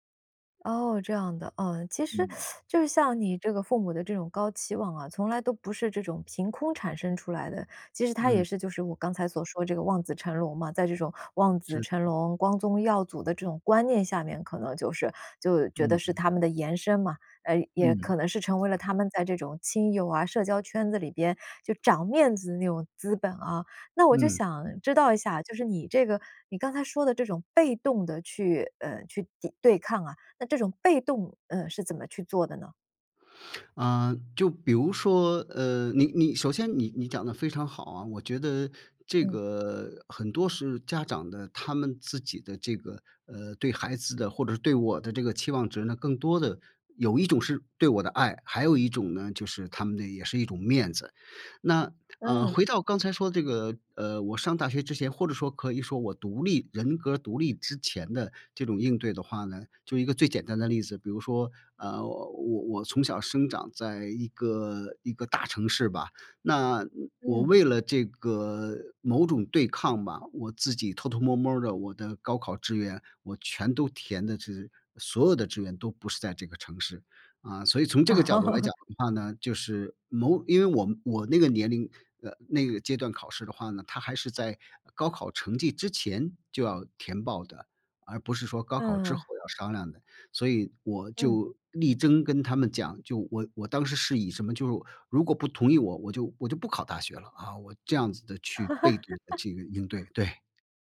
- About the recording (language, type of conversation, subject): Chinese, podcast, 当父母对你的期望过高时，你会怎么应对？
- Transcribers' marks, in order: teeth sucking; inhale; laugh; laugh